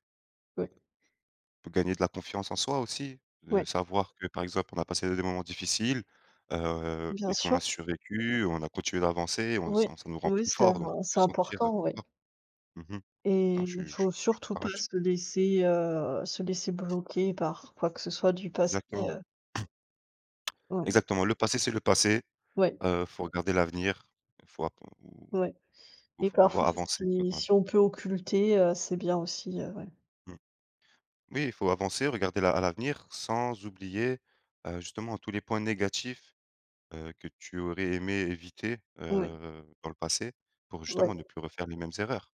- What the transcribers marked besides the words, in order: other background noise; throat clearing; tapping
- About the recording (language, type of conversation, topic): French, unstructured, Est-ce que des souvenirs négatifs influencent tes choix actuels ?